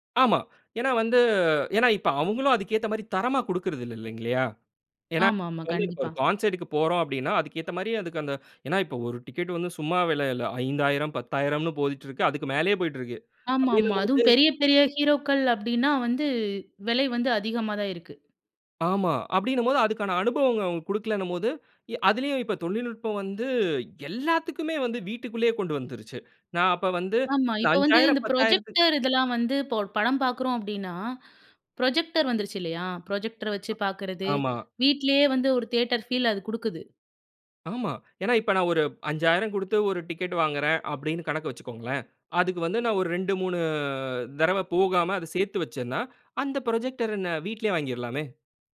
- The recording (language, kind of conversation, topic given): Tamil, podcast, தொழில்நுட்பம் உங்கள் இசை ஆர்வத்தை எவ்வாறு மாற்றியுள்ளது?
- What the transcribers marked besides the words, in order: inhale; in English: "கான்சர்ட்‌க்கு"; other noise; inhale; "போயிட்ருக்கு" said as "போதிட்டுருக்கு"; inhale; in English: "ப்ரொஜெக்டர்"; inhale; in English: "ப்ரொஜெக்டர்"; in English: "ப்ரொஜெக்டர"; in English: "தியேட்டர் ஃபீல்"; inhale; "தடவை" said as "தரவ"; in English: "புரொஜெக்டர"